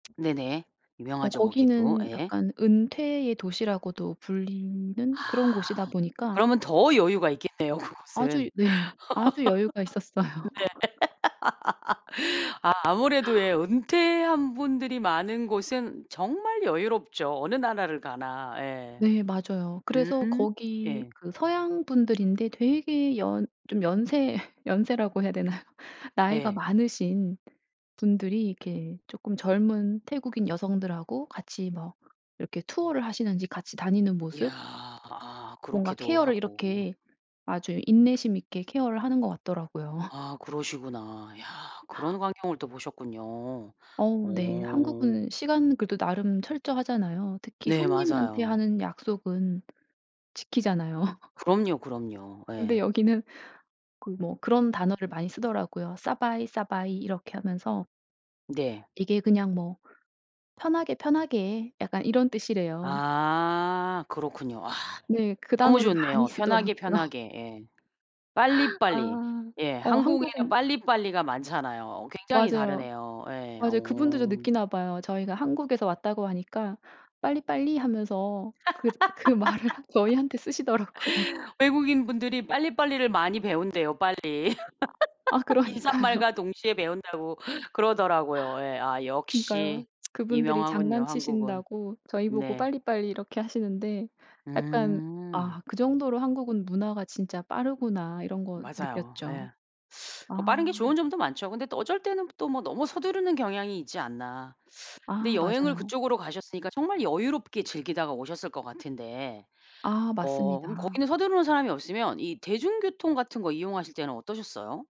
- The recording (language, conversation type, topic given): Korean, podcast, 여행하며 느낀 문화 차이를 들려주실 수 있나요?
- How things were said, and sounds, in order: other background noise; laugh; laughing while speaking: "네"; laugh; laughing while speaking: "있었어요"; laugh; laughing while speaking: "연세"; laugh; gasp; laugh; laughing while speaking: "쓰더라고요"; tapping; laugh; laughing while speaking: "말을 저희한테 쓰시더라고요"